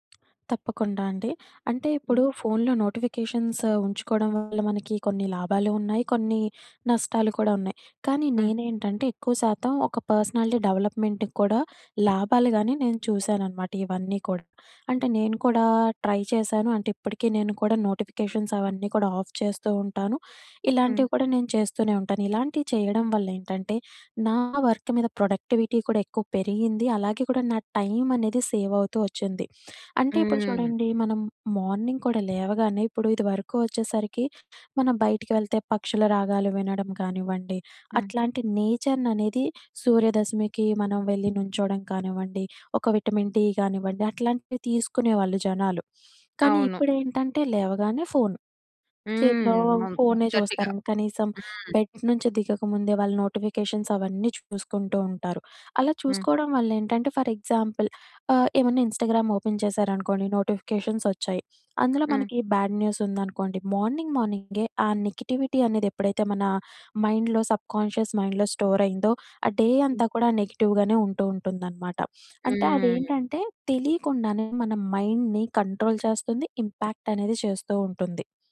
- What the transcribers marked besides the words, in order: other background noise; in English: "నోటిఫికేషన్స్"; in English: "పర్సనాలిటీ డెవలప్‌మెంట్‌కి"; in English: "ట్రై"; in English: "నోటిఫికేషన్స్"; in English: "ఆఫ్"; in English: "వర్క్"; in English: "ప్రొడక్టివిటీ"; in English: "సేవ్"; in English: "మార్నింగ్"; tapping; in English: "నేచర్‌ని"; in English: "విటమిన్ డి"; in English: "బెడ్"; unintelligible speech; in English: "నోటిఫికేషన్స్"; in English: "ఫర్ ఎగ్జాంపుల్"; in English: "ఇన్‌స్టాగ్రామ్ ఓపెన్"; in English: "నోటిఫికేషన్స్"; in English: "బ్యాడ్ న్యూస్"; in English: "మార్నింగ్"; in English: "నెగటివిటీ"; in English: "మైండ్‍లో సబ్కాన్షియస్ మైండ్‌లో స్టోర్"; in English: "డే"; in English: "నెగెటివ్‍గానే"; in English: "మైండ్‌ని కంట్రోల్"; in English: "ఇంపాక్ట్"
- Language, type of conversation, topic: Telugu, podcast, నోటిఫికేషన్లు తగ్గిస్తే మీ ఫోన్ వినియోగంలో మీరు ఏ మార్పులు గమనించారు?